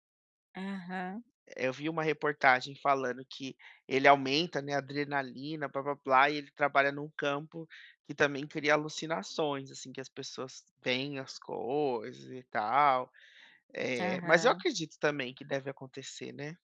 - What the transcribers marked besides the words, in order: other background noise
- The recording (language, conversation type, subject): Portuguese, unstructured, Como você interpreta sinais que parecem surgir nos momentos em que mais precisa?